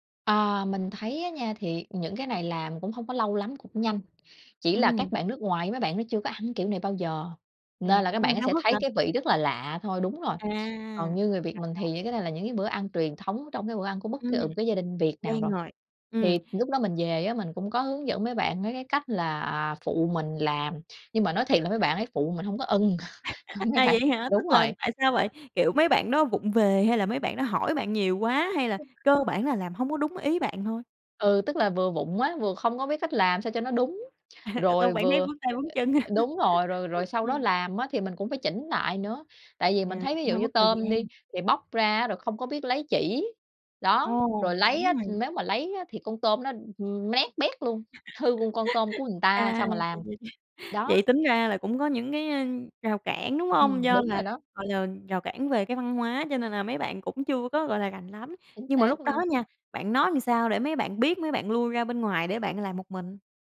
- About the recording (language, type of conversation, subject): Vietnamese, podcast, Bạn có thể kể về bữa ăn bạn nấu khiến người khác ấn tượng nhất không?
- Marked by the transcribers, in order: tapping; chuckle; laugh; other background noise; laugh; other noise; laughing while speaking: "hả?"; laugh; laugh